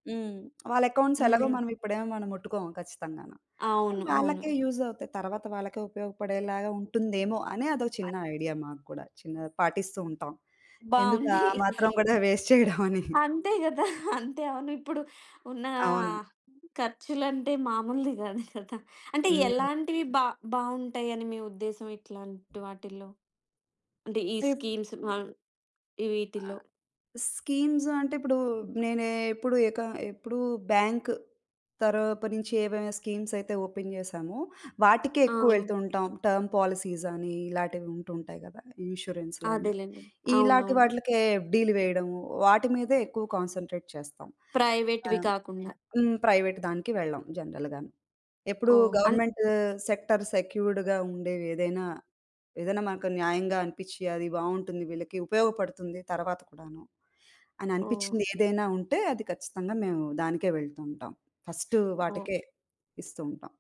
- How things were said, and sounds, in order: tapping; in English: "అకౌంట్స్"; other background noise; in English: "యూజ్"; unintelligible speech; laughing while speaking: "బావుంది. అంతే కదా! అంతే అవును"; chuckle; in English: "వేస్ట్"; in English: "స్కీమ్స్"; in English: "స్కీమ్స్"; in English: "స్కీమ్స్"; in English: "ఓపెన్"; in English: "టర్మ్ పాలిసీస్"; in English: "కాన్స‌న్‌ట్రేట్"; in English: "ప్రైవేట్‌వి"; in English: "ప్రైవేట్"; in English: "గవర్నమెంట్ సెక్టార్ సెక్యూర్డ్‌గా"; in English: "ఫస్ట్"
- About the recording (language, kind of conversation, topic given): Telugu, podcast, ఆర్థిక నిర్ణయాలు తీసుకునేటప్పుడు మీరు ఎలా లెక్కచేస్తారు?